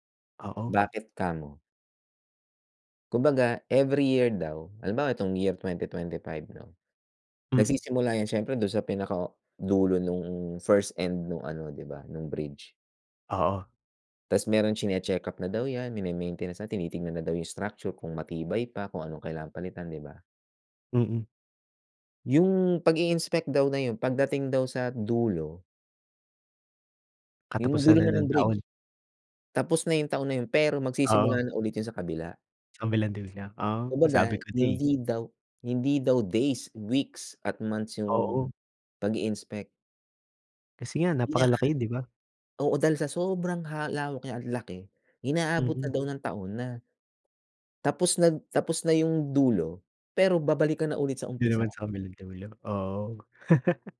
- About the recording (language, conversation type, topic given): Filipino, unstructured, Saang lugar ka nagbakasyon na hindi mo malilimutan, at bakit?
- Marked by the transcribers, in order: other background noise; laugh